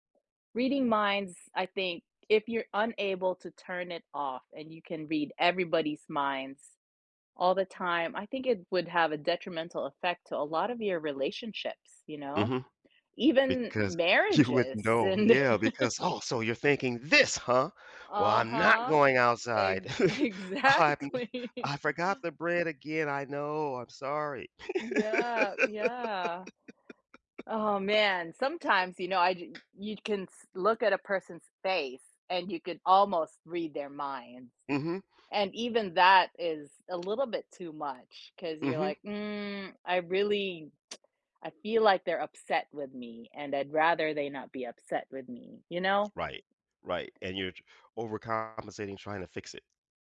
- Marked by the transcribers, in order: tapping; laughing while speaking: "you would"; laugh; stressed: "this"; laughing while speaking: "exactly"; laugh; chuckle; other background noise; laugh; tsk
- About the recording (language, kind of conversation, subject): English, unstructured, How might having special abilities like reading minds or seeing the future affect your everyday life and choices?
- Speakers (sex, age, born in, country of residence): female, 40-44, Philippines, United States; male, 60-64, United States, United States